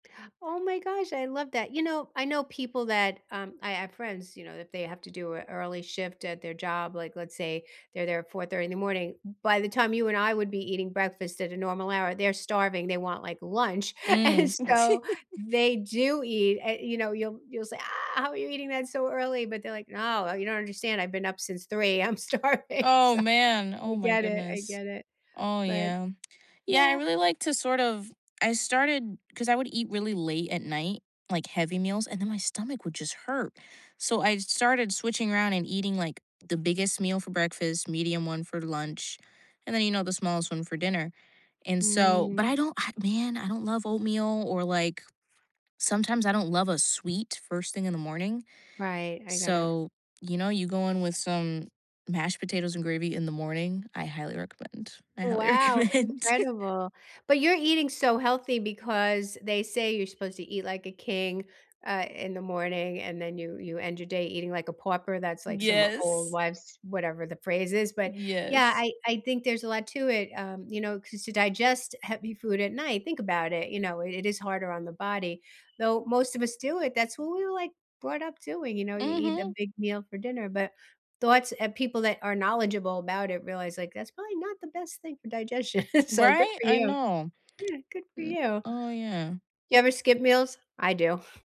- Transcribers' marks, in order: tapping; giggle; laughing while speaking: "and"; laughing while speaking: "starving"; other background noise; laughing while speaking: "recommend"; laugh; chuckle; scoff
- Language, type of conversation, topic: English, unstructured, What’s a common cooking mistake people often don’t realize they make?